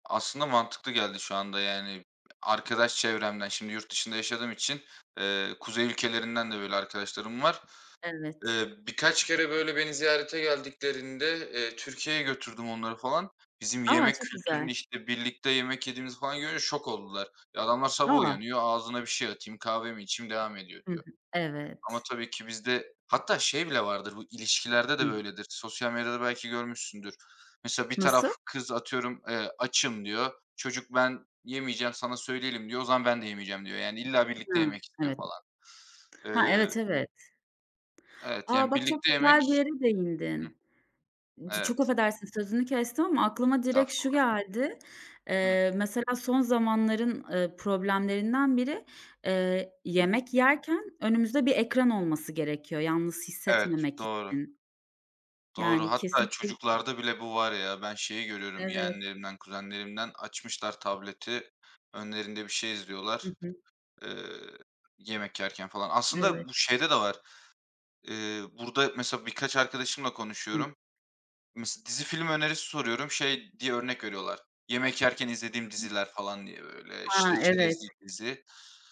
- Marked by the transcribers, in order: other background noise; tapping; unintelligible speech
- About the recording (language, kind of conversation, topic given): Turkish, unstructured, Birlikte yemek yemek insanları nasıl yakınlaştırır?